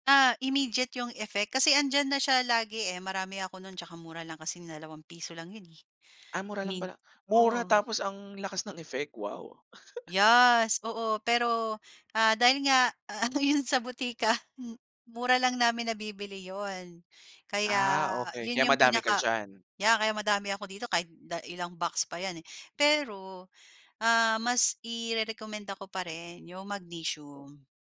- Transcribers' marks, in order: "Yes" said as "Yas"; chuckle; tapping; laughing while speaking: "ano 'yon sa"
- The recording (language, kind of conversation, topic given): Filipino, podcast, Ano ang nakasanayan mong gawain bago matulog para mas mahimbing ang tulog mo?